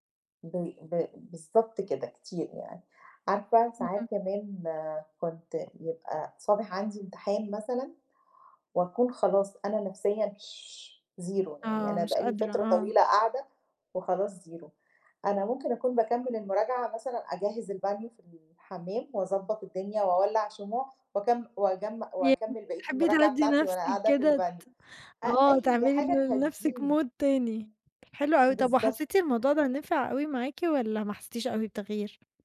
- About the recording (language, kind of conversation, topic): Arabic, podcast, إزاي بتتعامل مع الإحباط وإنت بتتعلم لوحدك؟
- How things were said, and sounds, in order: tapping; other noise; in English: "zero"; in English: "zero"; in English: "mood"